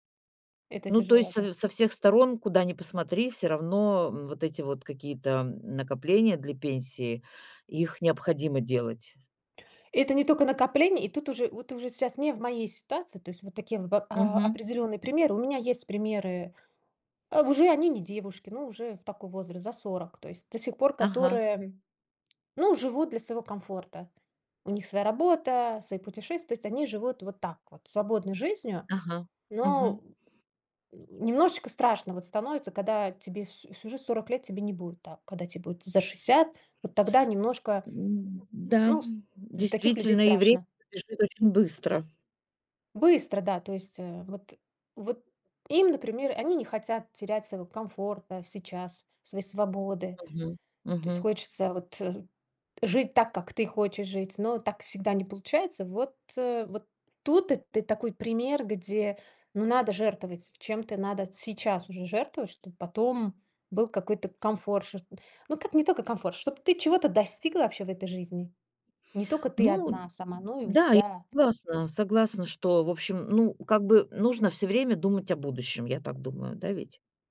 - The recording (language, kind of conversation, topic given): Russian, podcast, Стоит ли сейчас ограничивать себя ради более комфортной пенсии?
- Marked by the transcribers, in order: tapping; grunt; other background noise; grunt